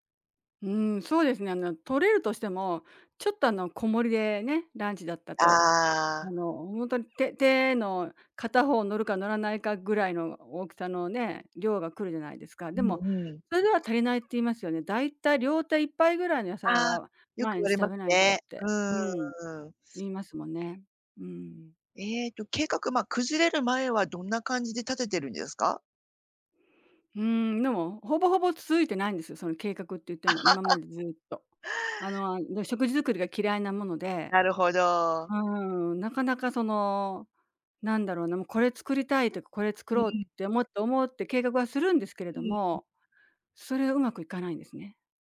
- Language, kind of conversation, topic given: Japanese, advice, 食事計画を続けられないのはなぜですか？
- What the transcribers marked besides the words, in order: laugh